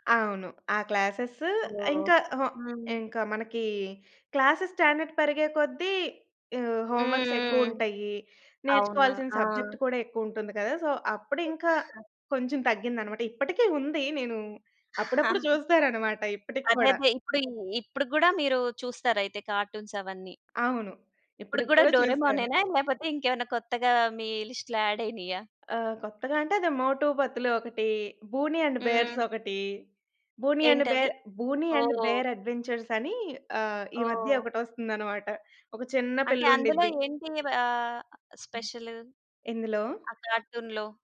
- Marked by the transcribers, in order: in English: "క్లాస్సెస్ స్టాండర్డ్"; in English: "హోమ్ వర్క్స్"; in English: "సబ్జెక్ట్"; in English: "సో"; giggle; in English: "కార్టూన్స్"; in English: "యాడ్"; other background noise; in English: "అడ్వెంచర్స్"; laughing while speaking: "ఒకటొస్తుందన్నమాట"; in English: "కార్టూన్‌లో?"
- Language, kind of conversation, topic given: Telugu, podcast, మీకు చిన్నప్పటి కార్టూన్లలో ఏది వెంటనే గుర్తొస్తుంది, అది మీకు ఎందుకు ప్రత్యేకంగా అనిపిస్తుంది?